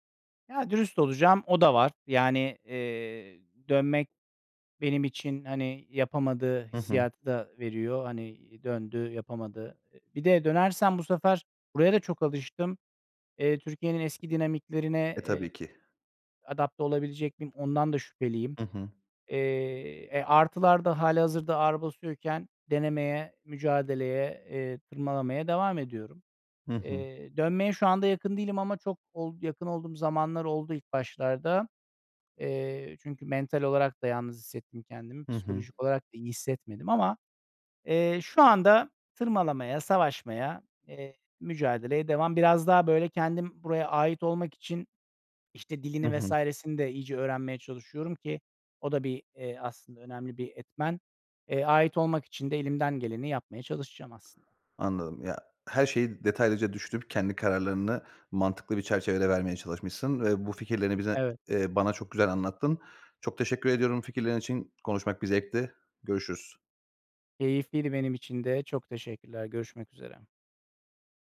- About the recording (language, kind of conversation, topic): Turkish, podcast, Bir yere ait olmak senin için ne anlama geliyor ve bunu ne şekilde hissediyorsun?
- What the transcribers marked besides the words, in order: none